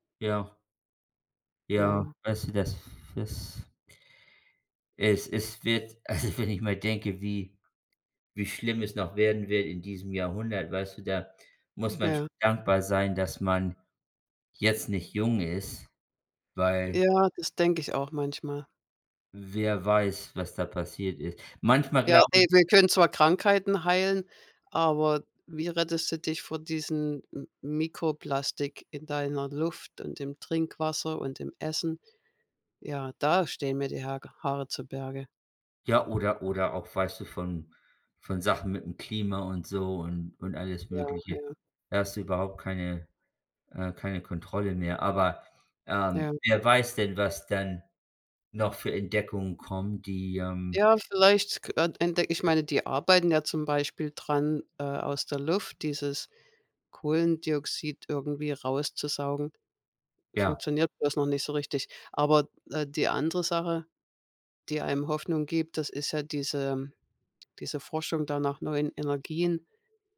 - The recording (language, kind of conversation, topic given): German, unstructured, Warum war die Entdeckung des Penicillins so wichtig?
- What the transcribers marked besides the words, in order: laughing while speaking: "Also, wenn ich mal"; background speech